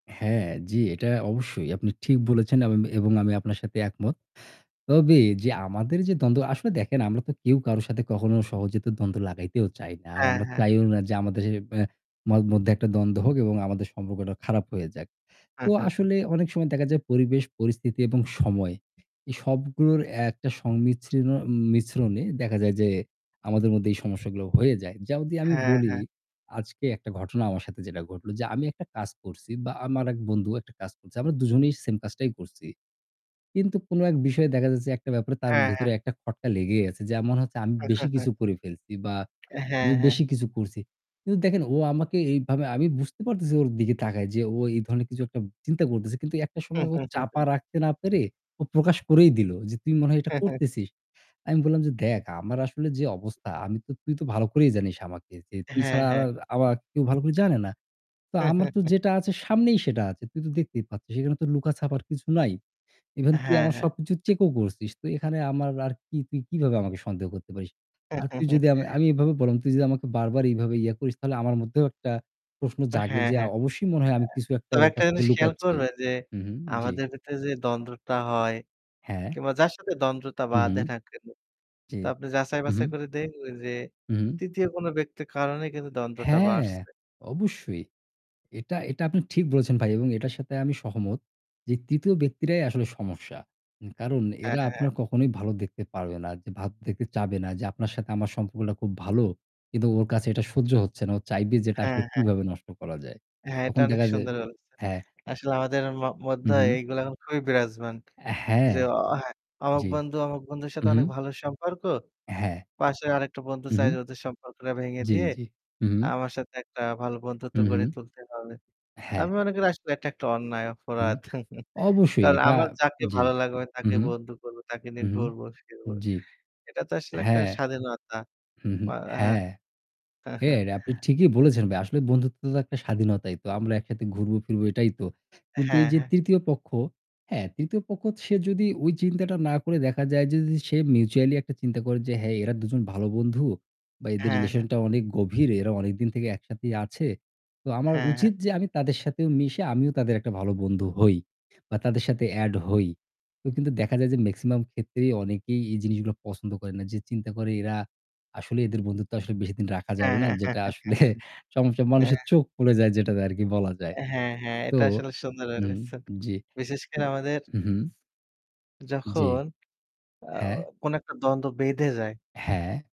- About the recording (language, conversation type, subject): Bengali, unstructured, দ্বন্দ্ব মেটানোর জন্য কোন পদ্ধতি সবচেয়ে কার্যকর?
- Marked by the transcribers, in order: static; chuckle; "যেমন" said as "যেম"; "যদি" said as "দি"; chuckle; tapping; "কিন্তু" said as "কিনু"; chuckle; chuckle; other background noise; "আমাকে" said as "আমাক"; distorted speech; chuckle; chuckle; "বললাম" said as "বলাম"; unintelligible speech; "দ্বন্দটা" said as "দন্ত্রটা"; "যাচাই-বাছাই" said as "যাচাই-বাচাই"; "দ্বন্দটা" said as "দ্বন্দ্রটা"; "চাইবে" said as "চাবে"; "বলেছেন" said as "অলেছেন"; "এখন" said as "এহন"; chuckle; chuckle; "যদি" said as "অদি"; in English: "mutually"; chuckle; laughing while speaking: "আসলে"; "বলেছেন" said as "অলেছেন"